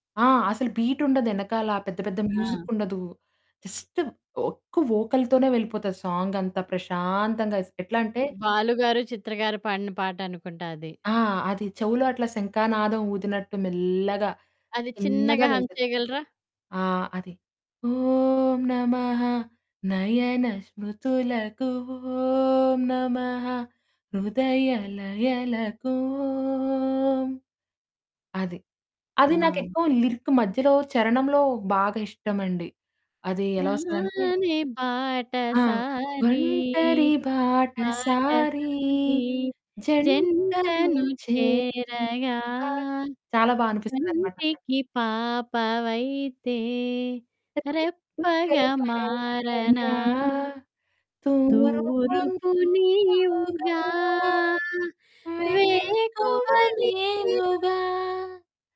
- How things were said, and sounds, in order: static; in English: "బీట్"; in English: "మ్యూజిక్"; in English: "జస్ట్"; in English: "వోకల్‌తోనే"; in English: "సాంగ్"; in English: "హం"; singing: "ఓం నమః నయన స్మృతులకు ఓం నమః హృదయ లయలకు ఓం"; singing: "ఓం"; in English: "లిరిక్"; singing: "హానే బాటసారి, బాటసారి. జంటను చేరగా … నీవుగా వేకువ నీవు"; singing: "ఒంటరి బాటసారి, జంటలు చేరాగా"; distorted speech; unintelligible speech; singing: "గా తూరుపు నీవుగా, వెక్కువ నేనుగా"; singing: "నీవుగా"
- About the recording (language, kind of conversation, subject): Telugu, podcast, ఫిల్మ్‌గీతాలు నీ సంగీతస్వరూపాన్ని ఎలా తీర్చిదిద్దాయి?